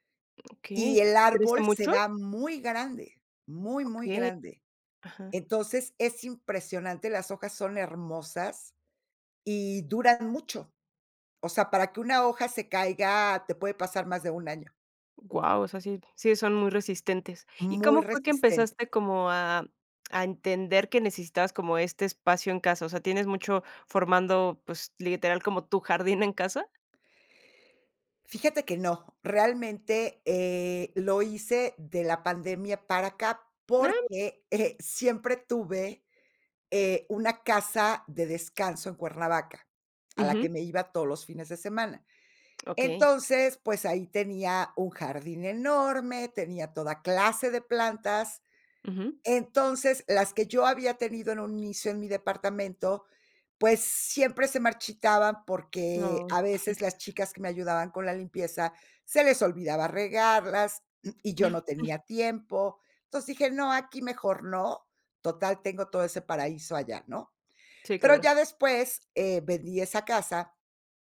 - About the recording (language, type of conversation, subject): Spanish, podcast, ¿Qué papel juega la naturaleza en tu salud mental o tu estado de ánimo?
- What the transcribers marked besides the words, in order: chuckle; throat clearing; chuckle